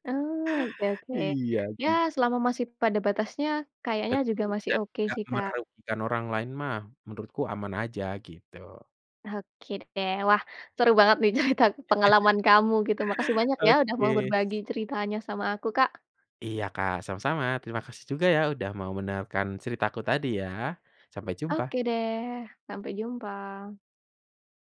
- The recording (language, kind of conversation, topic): Indonesian, podcast, Pernah nggak kamu merasa seperti bukan dirimu sendiri di dunia online?
- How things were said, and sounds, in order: laughing while speaking: "cerita"; chuckle